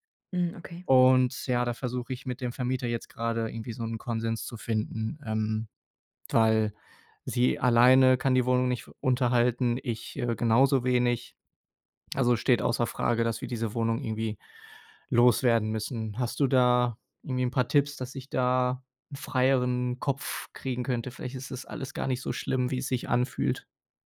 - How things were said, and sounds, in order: none
- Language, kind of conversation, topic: German, advice, Wie möchtest du die gemeinsame Wohnung nach der Trennung regeln und den Auszug organisieren?